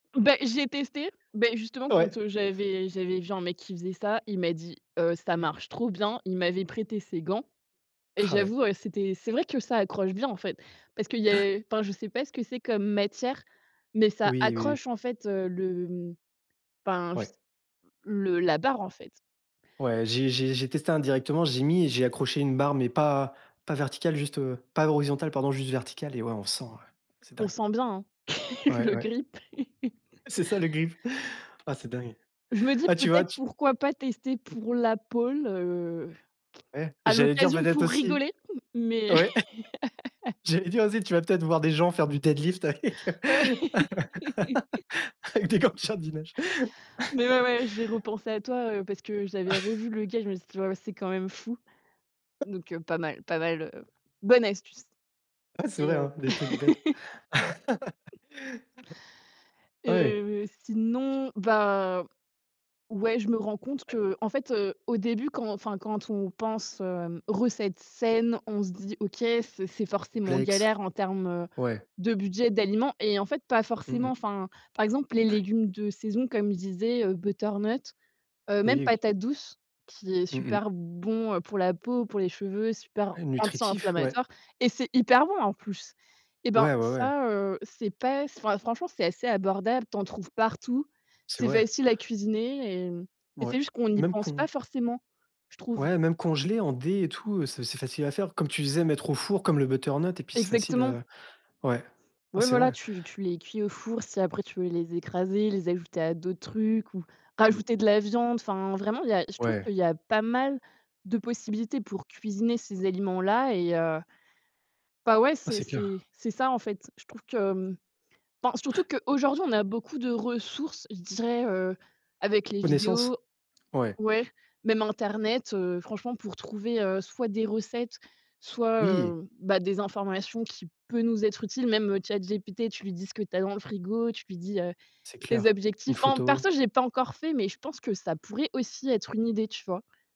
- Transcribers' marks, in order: other noise; other background noise; tapping; laugh; laughing while speaking: "le grip"; laugh; drawn out: "heu"; laughing while speaking: "ouais, j'allais dire"; laughing while speaking: "Mais"; laugh; laughing while speaking: "Ouais"; in English: "deadlift"; laugh; laughing while speaking: "avec heu, avec des gants de jardinage"; laugh; laugh; chuckle; laugh; laugh; stressed: "hyper"
- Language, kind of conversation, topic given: French, podcast, Quelles recettes rapides et saines aimes-tu préparer ?